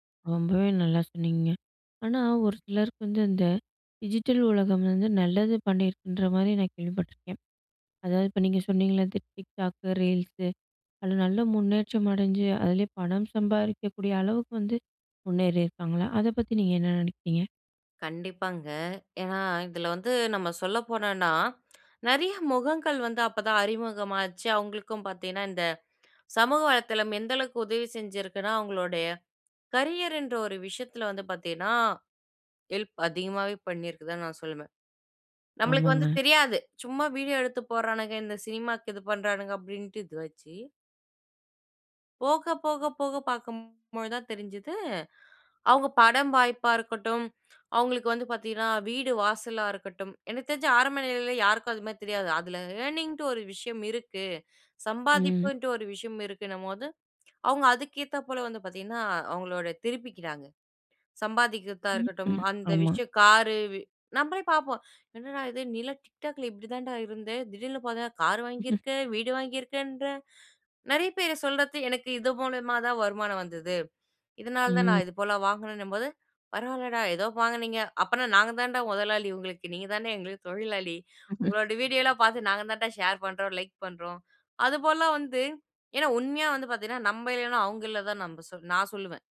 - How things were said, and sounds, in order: other background noise; other noise; in English: "டிஜிட்டல்"; in English: "TikTok, ரீல்ஸு"; in English: "கரியர்ன்ற"; in English: "ஏர்னிங்ன்ட்டு"; "திடீர்னு" said as "திடீல்னு"
- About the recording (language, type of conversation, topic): Tamil, podcast, பணியும் தனிப்பட்ட வாழ்க்கையும் டிஜிட்டல் வழியாக கலந்துபோகும்போது, நீங்கள் எல்லைகளை எப்படி அமைக்கிறீர்கள்?